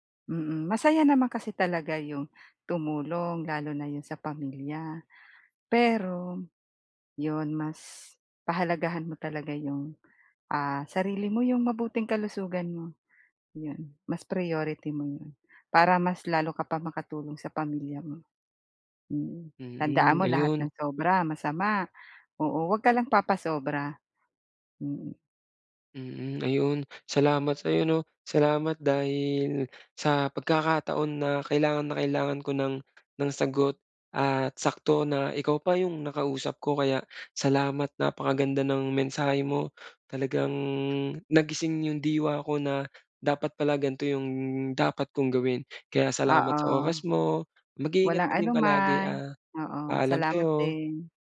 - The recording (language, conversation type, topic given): Filipino, advice, Paano ako magtatakda ng hangganan at maglalaan ng oras para sa sarili ko?
- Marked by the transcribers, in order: other background noise; tapping